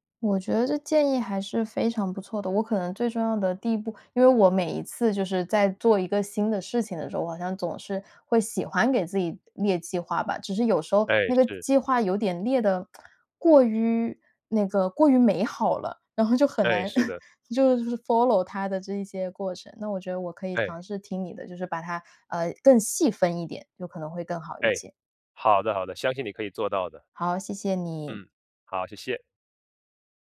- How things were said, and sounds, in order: other background noise; tsk; laughing while speaking: "就"; chuckle; in English: "follow"
- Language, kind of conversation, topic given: Chinese, advice, 我总是拖延，无法开始新的目标，该怎么办？